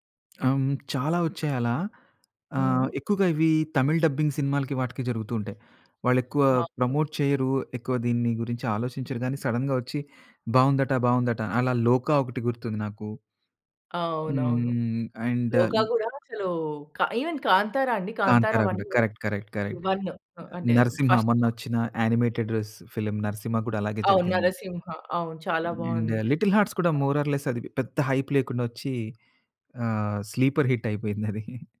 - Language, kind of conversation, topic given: Telugu, podcast, సోషల్ మీడియాలో వచ్చే హైప్ వల్ల మీరు ఏదైనా కార్యక్రమం చూడాలనే నిర్ణయం మారుతుందా?
- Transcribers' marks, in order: tapping; in English: "ప్రమోట్"; in English: "సడెన్‌గా"; in English: "అండ్"; in English: "ఈవెన్"; in English: "కరెక్ట్, కరెక్ట్, కరెక్ట్"; in English: "ఫర్స్ట్ పార్ట్"; in English: "యానిమేటెడ్"; in English: "ఫిల్మ్"; in English: "అండ్"; other noise; in English: "మోర్ ఆర్ లెస్"; in English: "హైప్"; in English: "స్లీపర్ హిట్"; chuckle